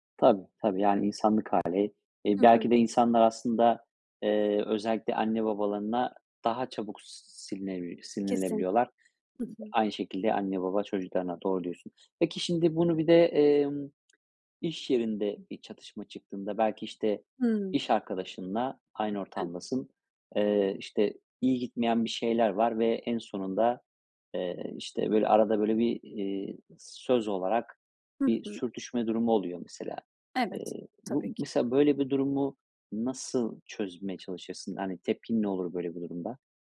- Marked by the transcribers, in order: other background noise; other noise
- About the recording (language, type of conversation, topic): Turkish, podcast, Çatışma çıktığında nasıl sakin kalırsın?